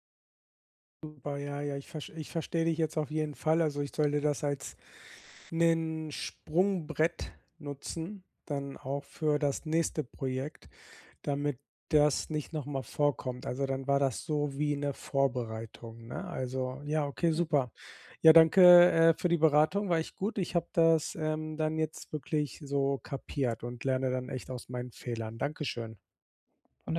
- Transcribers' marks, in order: unintelligible speech
- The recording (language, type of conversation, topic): German, advice, Wie kann ich einen Fehler als Lernchance nutzen, ohne zu verzweifeln?